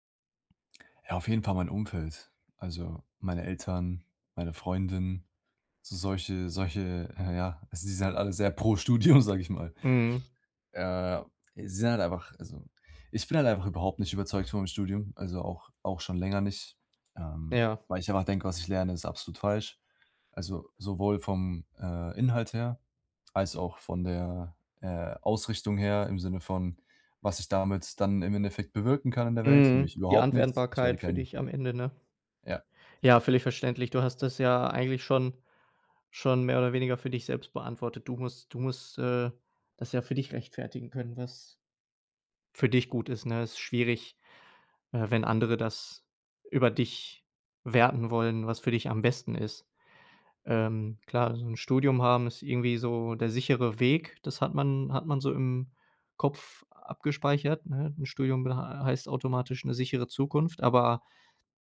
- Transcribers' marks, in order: other background noise
- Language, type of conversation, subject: German, advice, Wie kann ich Risiken eingehen, obwohl ich Angst vor dem Scheitern habe?